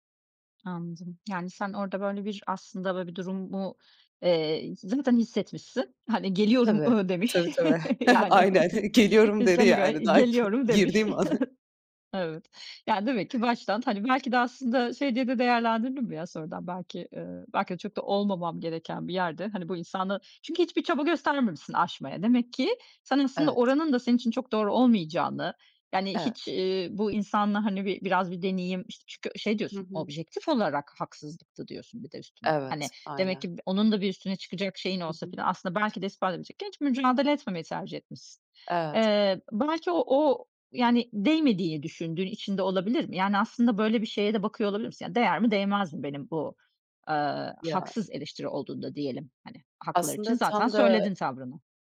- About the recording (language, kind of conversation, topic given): Turkish, podcast, Eleştiriyi kafana taktığında ne yaparsın?
- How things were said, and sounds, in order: other background noise; chuckle; laughing while speaking: "Aynen, geliyorum"; chuckle; chuckle; tapping